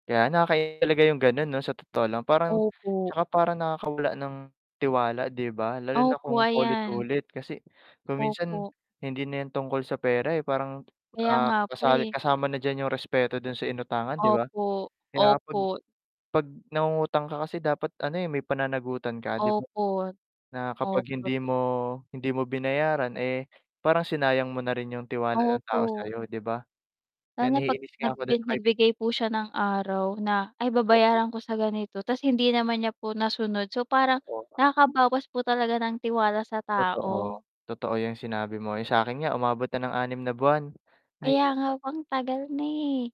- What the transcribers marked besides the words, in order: distorted speech; mechanical hum; static; tapping; unintelligible speech
- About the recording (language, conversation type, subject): Filipino, unstructured, Ano ang tingin mo sa mga taong palaging nanghihiram ng pera pero hindi nagbabayad?